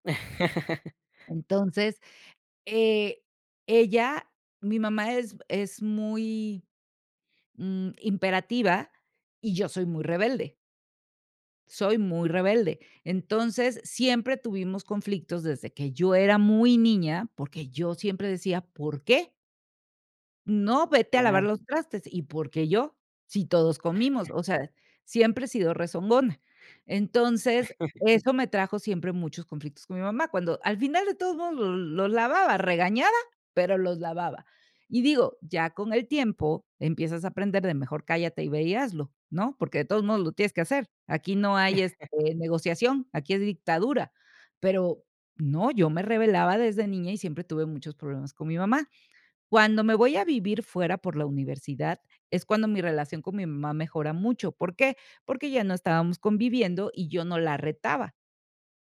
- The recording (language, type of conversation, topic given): Spanish, podcast, ¿Cómo puedes reconocer tu parte en un conflicto familiar?
- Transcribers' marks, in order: laugh; chuckle; chuckle; chuckle